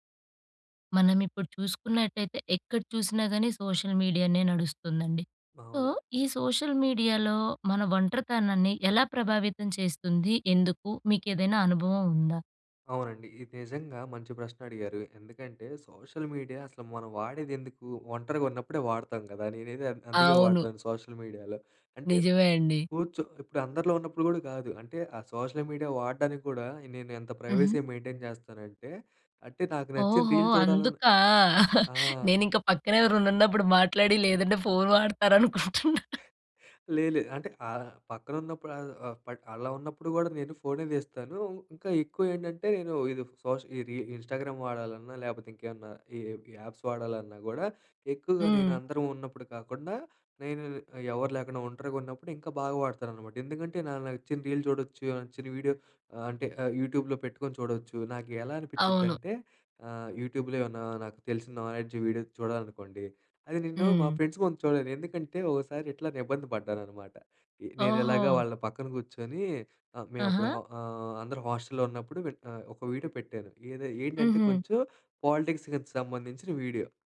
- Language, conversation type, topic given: Telugu, podcast, సోషల్ మీడియా ఒంటరితనాన్ని ఎలా ప్రభావితం చేస్తుంది?
- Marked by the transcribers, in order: in English: "సోషల్ మీడియానే"; in English: "సో"; in English: "సోషల్ మీడియాలో"; in English: "సోషల్ మీడియా"; in English: "సోషల్ మీడియాలో"; in English: "సోషల్ మీడియా"; in English: "ప్రైవసీ మెయింటైన్"; in English: "రీల్"; giggle; in English: "ఇన్స్టాగ్రామ్"; in English: "యాప్స్"; in English: "రీల్"; in English: "యూట్యూబ్‌లో"; in English: "యూట్యూబ్‌లో"; in English: "నాలెడ్జ్ వీడియో"; in English: "ఫ్రెండ్స్"; in English: "వీడియో"; in English: "పాలిటిక్స్కిది"; in English: "వీడియో"